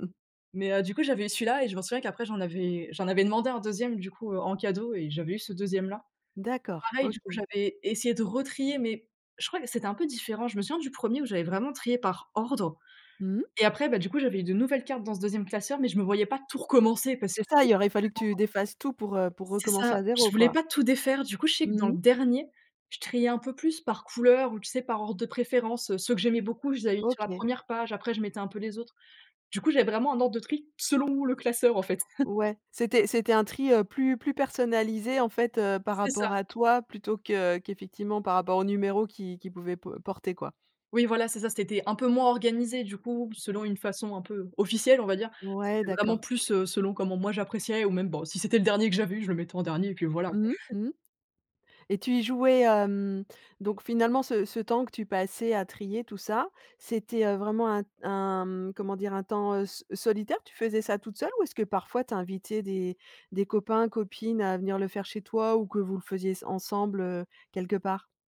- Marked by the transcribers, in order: stressed: "dernier"; chuckle; stressed: "officielle"; chuckle
- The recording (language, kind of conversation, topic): French, podcast, Quel souvenir te revient quand tu penses à tes loisirs d'enfance ?